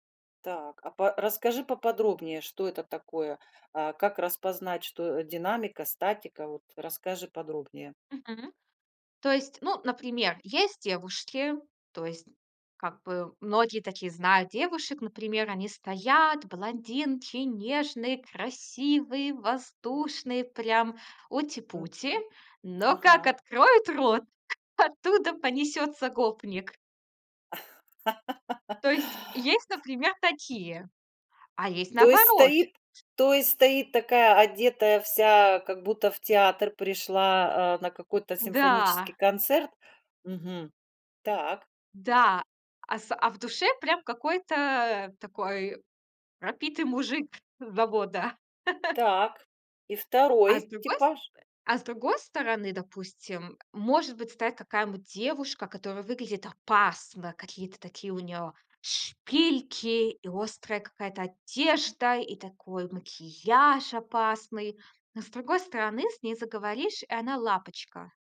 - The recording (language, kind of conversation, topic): Russian, podcast, Как выбирать одежду, чтобы она повышала самооценку?
- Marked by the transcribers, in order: other noise; laugh; other background noise; laugh